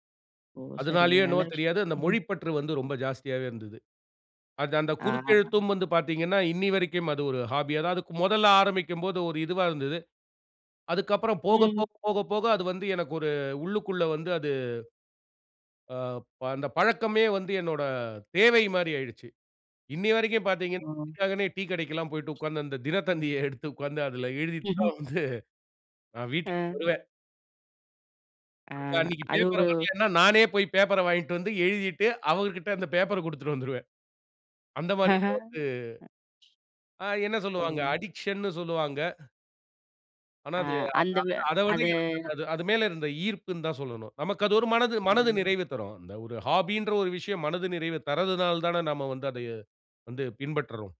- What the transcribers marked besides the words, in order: tapping; chuckle; chuckle; in English: "அடிக்க்ஷன்னு"; unintelligible speech; unintelligible speech
- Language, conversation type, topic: Tamil, podcast, ஒரு பொழுதுபோக்கை நீங்கள் எப்படி தொடங்கினீர்கள்?